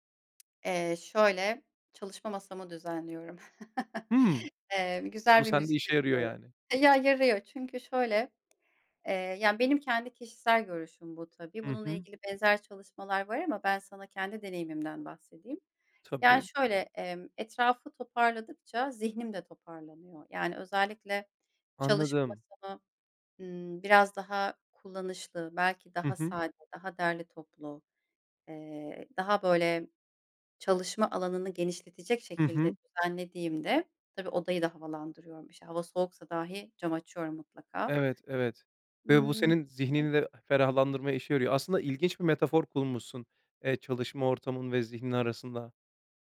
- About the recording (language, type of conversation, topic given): Turkish, podcast, İş ve özel hayat dengesini nasıl kuruyorsun?
- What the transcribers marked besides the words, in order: other background noise; chuckle